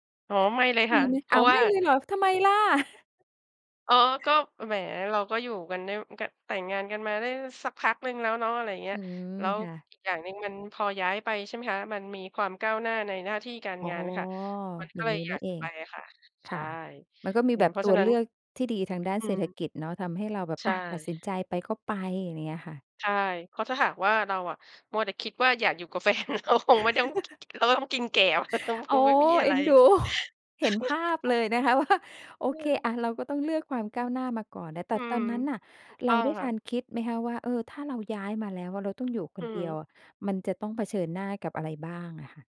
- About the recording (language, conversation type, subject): Thai, podcast, อะไรทำให้คุณรู้สึกโดดเดี่ยวบ้าง?
- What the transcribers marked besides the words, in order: chuckle; chuckle; laughing while speaking: "แฟน เราคงไม่ต้อง เราก็ต้องกินแกลบคง คงไม่มีอะไร"; laughing while speaking: "ดู"; laughing while speaking: "ว่า"; laugh